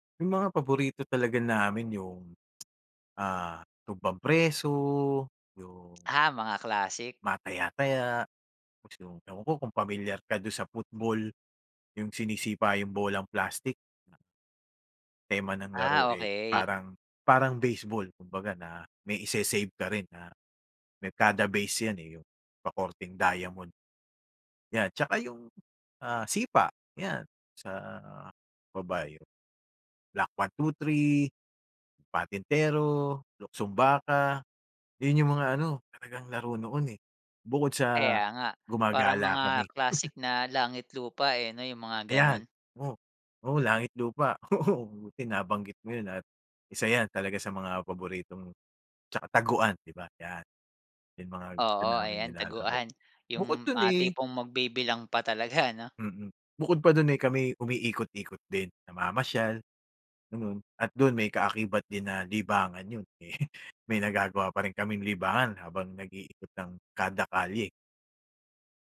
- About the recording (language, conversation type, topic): Filipino, podcast, Ano ang paborito mong alaala noong bata ka pa?
- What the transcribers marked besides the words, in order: tsk; chuckle; laughing while speaking: "Oo"; tapping; chuckle